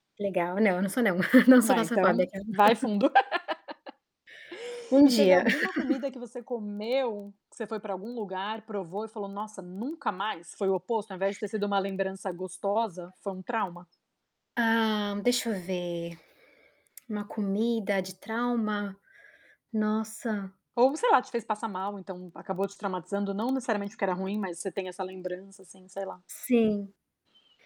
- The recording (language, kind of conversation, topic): Portuguese, unstructured, O que você gosta de experimentar quando viaja?
- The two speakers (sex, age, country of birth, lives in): female, 25-29, Brazil, United States; female, 40-44, Brazil, United States
- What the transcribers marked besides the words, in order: laugh; distorted speech; chuckle; laugh; tapping; laugh